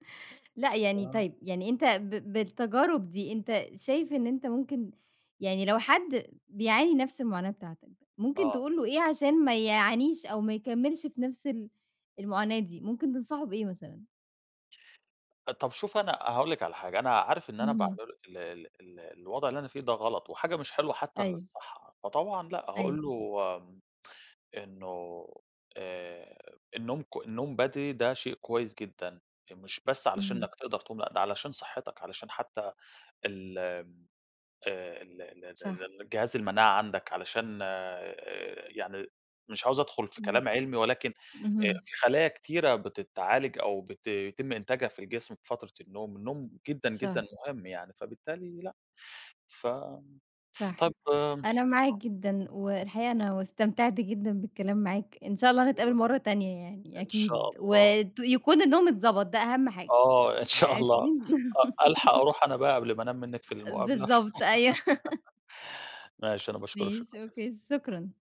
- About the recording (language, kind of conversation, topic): Arabic, podcast, إزاي بتحافظ على نومك؟
- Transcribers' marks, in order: unintelligible speech; unintelligible speech; unintelligible speech; laugh; laugh